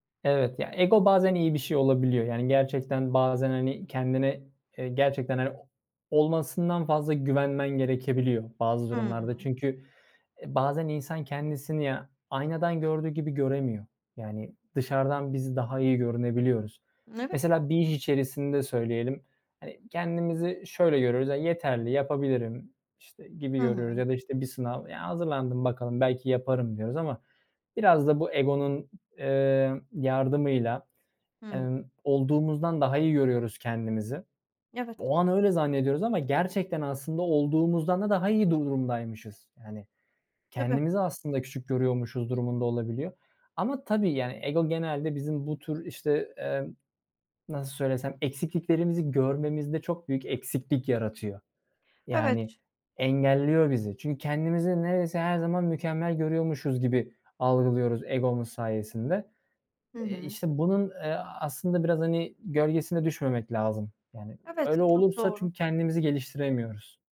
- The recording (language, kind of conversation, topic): Turkish, podcast, Hayatında başarısızlıktan öğrendiğin en büyük ders ne?
- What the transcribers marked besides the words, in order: none